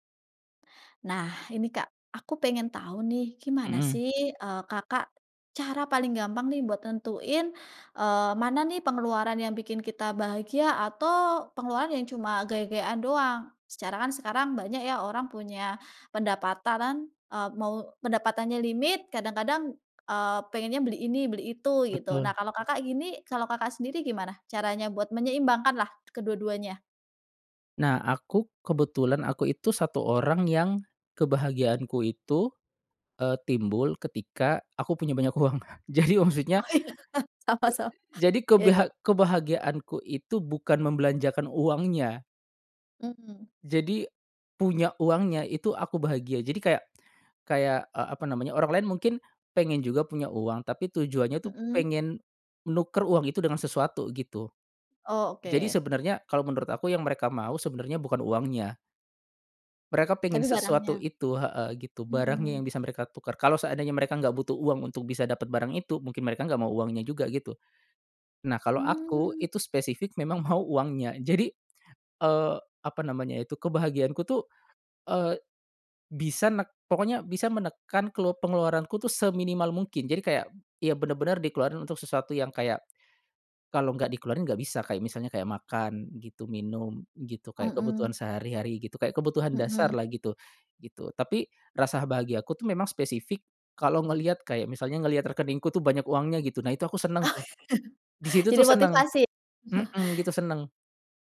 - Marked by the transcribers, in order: "pendapatan" said as "pendapatatan"; laughing while speaking: "uang Kak. Jadi maksudnya"; laughing while speaking: "Oh, iya, sama sama"; chuckle; chuckle
- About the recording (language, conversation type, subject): Indonesian, podcast, Bagaimana kamu menyeimbangkan uang dan kebahagiaan?